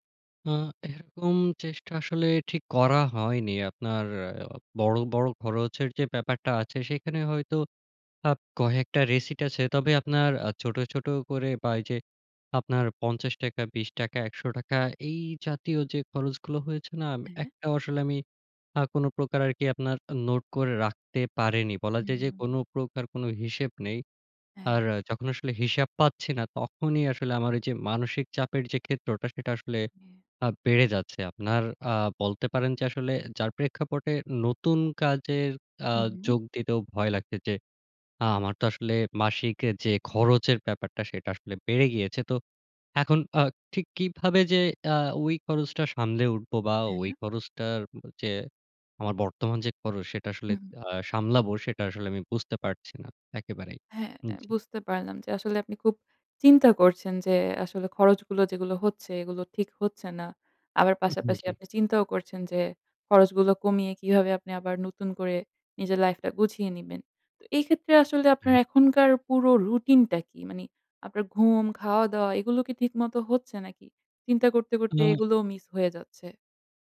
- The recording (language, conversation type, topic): Bengali, advice, আপনার আর্থিক অনিশ্চয়তা নিয়ে ক্রমাগত উদ্বেগের অভিজ্ঞতা কেমন?
- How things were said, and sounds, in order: "কয়েকটা" said as "কহেকটা"; tapping; "মানে" said as "মানি"